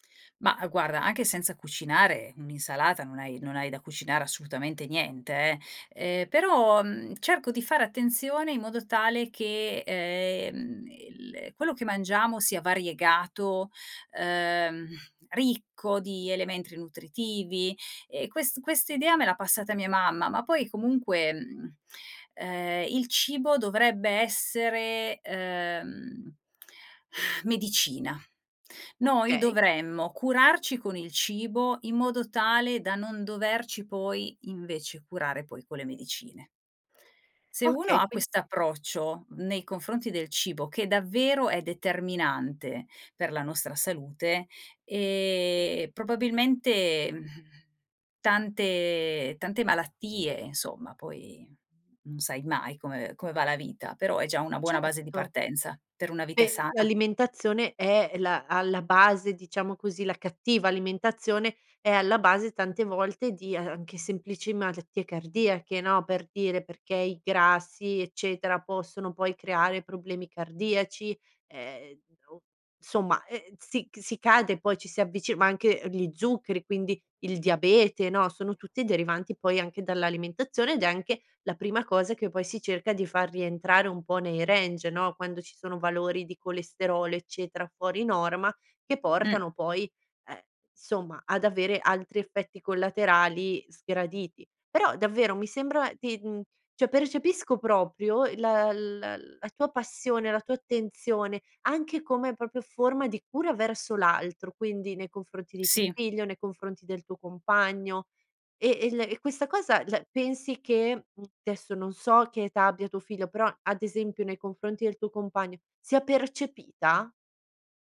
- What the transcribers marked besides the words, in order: other background noise; "elementi" said as "elementri"; sigh; "insomma" said as "nsomma"; in English: "range"; "insomma" said as "nsomma"; "cioè" said as "ceh"; "proprio" said as "propio"
- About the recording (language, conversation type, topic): Italian, podcast, Cosa significa per te nutrire gli altri a tavola?